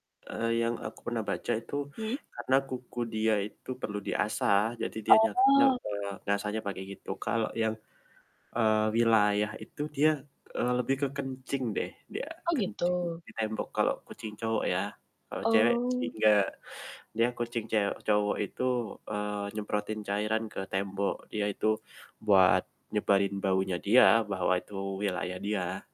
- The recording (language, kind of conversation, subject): Indonesian, unstructured, Bagaimana hewan peliharaan dapat membantu mengurangi rasa kesepian?
- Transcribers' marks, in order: static; distorted speech; other background noise